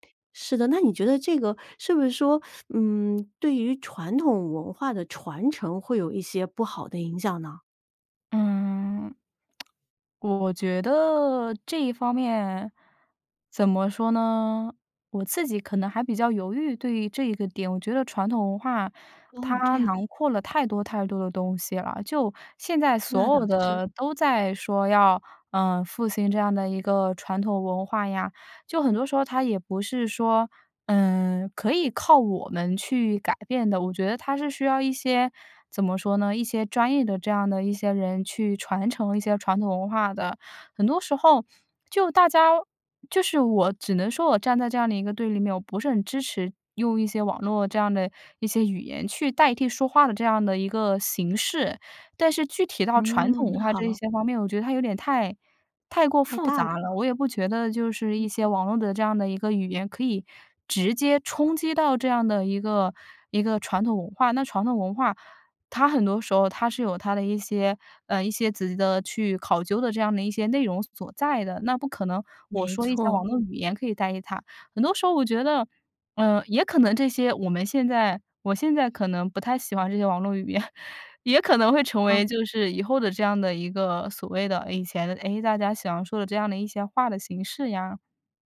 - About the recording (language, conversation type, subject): Chinese, podcast, 你觉得网络语言对传统语言有什么影响？
- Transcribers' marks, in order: teeth sucking; tsk; other background noise; "自己" said as "子己"; laughing while speaking: "言"